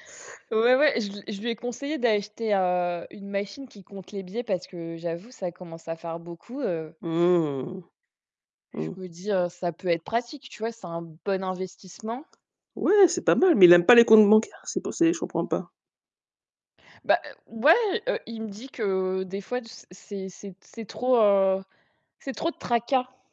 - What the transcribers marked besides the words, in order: tapping; stressed: "bon"
- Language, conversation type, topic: French, unstructured, Qu’est-ce qui te rend heureux au quotidien ?